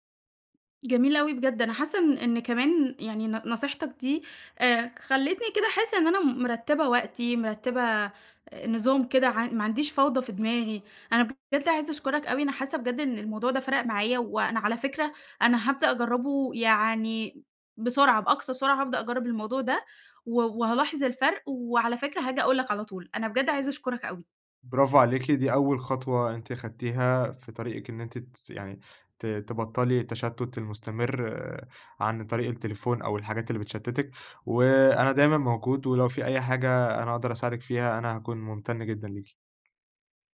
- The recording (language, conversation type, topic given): Arabic, advice, إزاي الموبايل والسوشيال ميديا بيشتتوا انتباهك طول الوقت؟
- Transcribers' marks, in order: tapping; other background noise